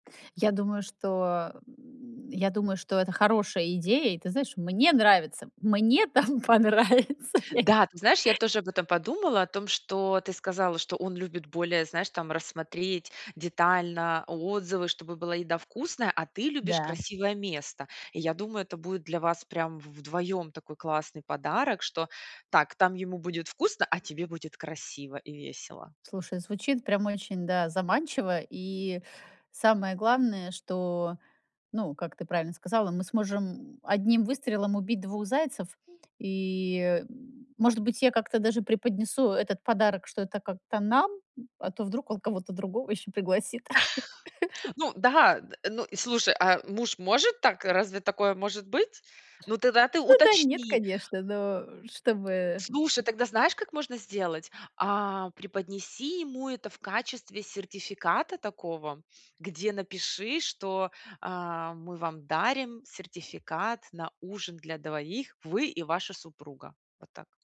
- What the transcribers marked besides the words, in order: other background noise; stressed: "мне"; stressed: "Мне"; laughing while speaking: "там понравится я"; tapping; stressed: "нам"; chuckle; sniff
- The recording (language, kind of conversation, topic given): Russian, advice, Как подобрать подарок близкому человеку, чтобы он действительно понравился?